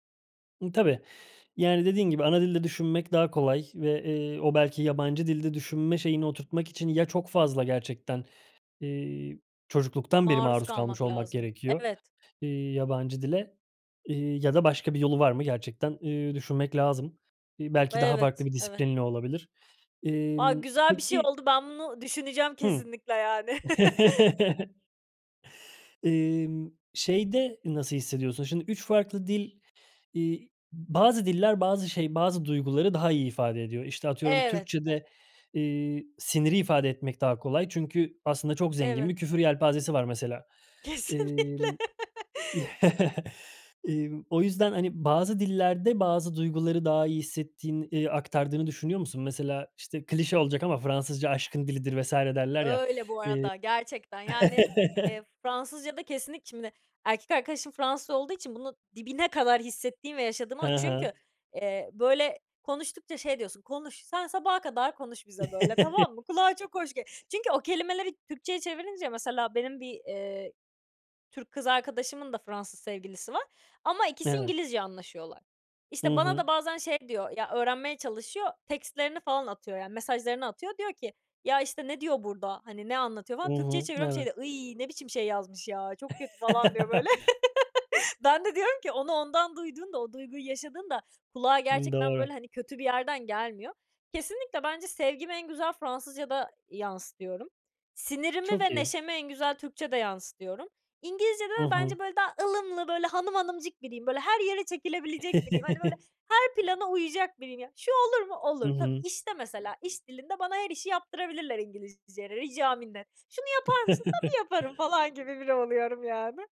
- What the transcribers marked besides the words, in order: other background noise; chuckle; tapping; laughing while speaking: "Kesinlikle"; chuckle; chuckle; chuckle; chuckle; laugh; chuckle; put-on voice: "Şunu yapar mısın? Tabii, yaparım"; chuckle
- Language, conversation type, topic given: Turkish, podcast, İki dil arasında geçiş yapmak günlük hayatını nasıl değiştiriyor?